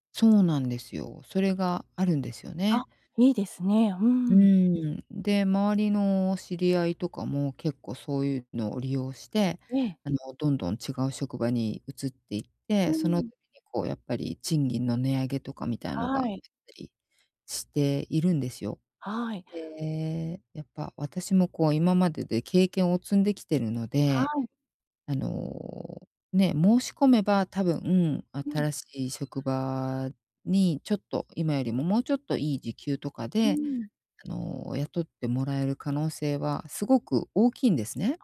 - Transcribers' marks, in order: none
- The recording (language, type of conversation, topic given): Japanese, advice, 職場で自分の満足度が変化しているサインに、どうやって気づけばよいですか？